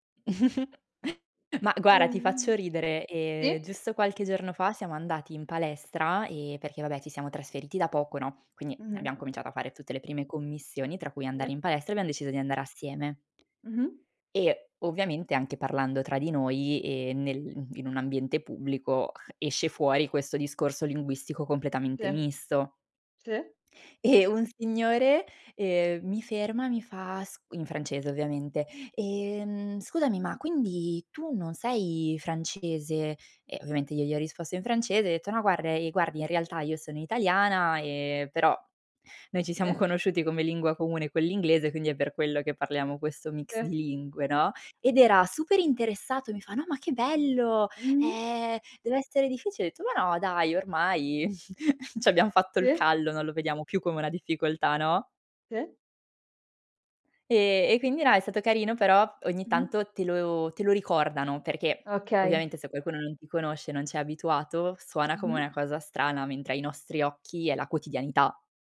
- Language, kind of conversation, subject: Italian, podcast, Ti va di parlare del dialetto o della lingua che parli a casa?
- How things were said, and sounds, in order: chuckle; "guarda" said as "guara"; chuckle